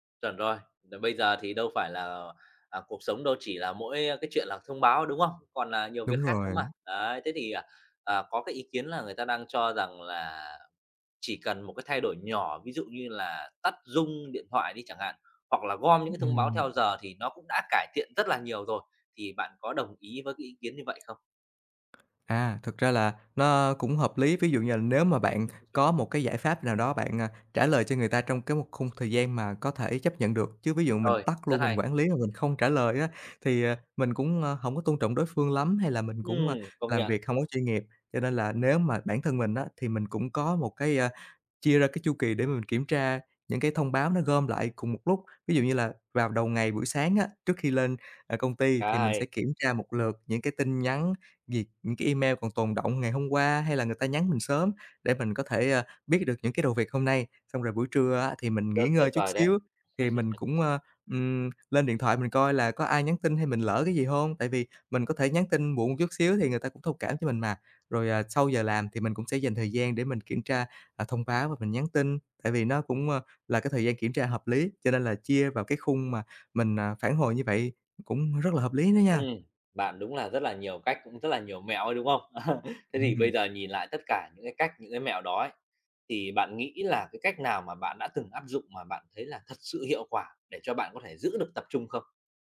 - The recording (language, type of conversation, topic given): Vietnamese, podcast, Bạn có mẹo nào để giữ tập trung khi liên tục nhận thông báo không?
- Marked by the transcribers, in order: other noise; other background noise; laugh; laugh; laugh; tapping